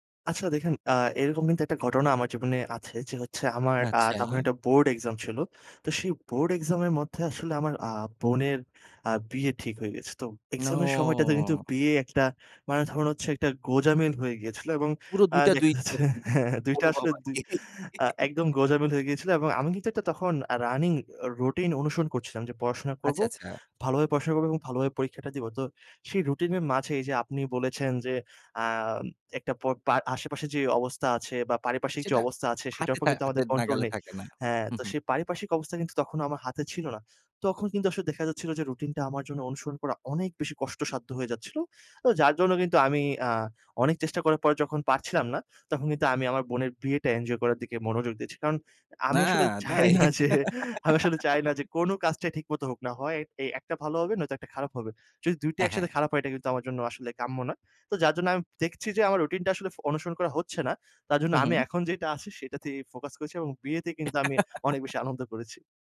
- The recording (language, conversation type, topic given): Bengali, podcast, অনিচ্ছা থাকলেও রুটিন বজায় রাখতে তোমার কৌশল কী?
- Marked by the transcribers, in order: drawn out: "নো"; laughing while speaking: "যাচ্ছে, হ্যাঁ, হ্যাঁ। দুই টা আসলে দুই"; giggle; in English: "running"; in English: "control"; laughing while speaking: "চাই না যে আমি আসলে … ঠিকমত হোক না"; giggle; giggle